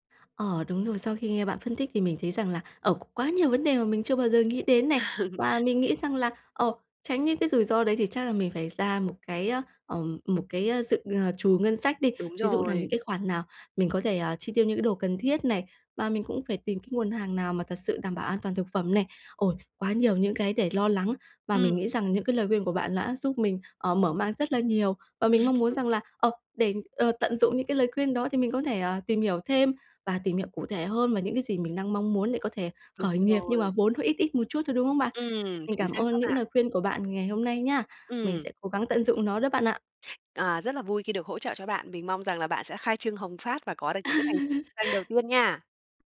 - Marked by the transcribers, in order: other background noise; laugh; tapping; chuckle; laugh
- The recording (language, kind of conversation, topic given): Vietnamese, advice, Làm sao bắt đầu khởi nghiệp khi không có nhiều vốn?